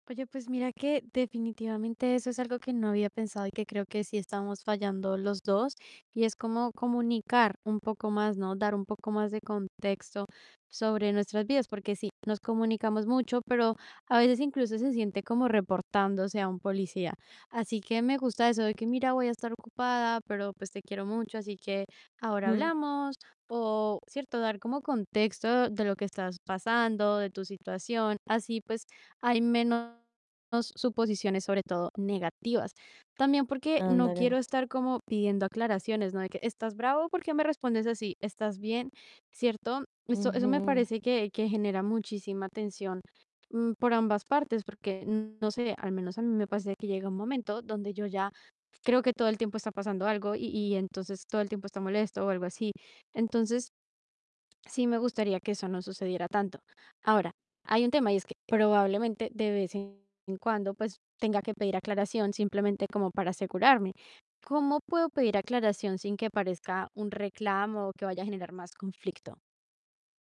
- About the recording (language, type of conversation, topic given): Spanish, advice, ¿Cómo manejas los malentendidos que surgen por mensajes de texto o en redes sociales?
- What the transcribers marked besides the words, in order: static; distorted speech; tapping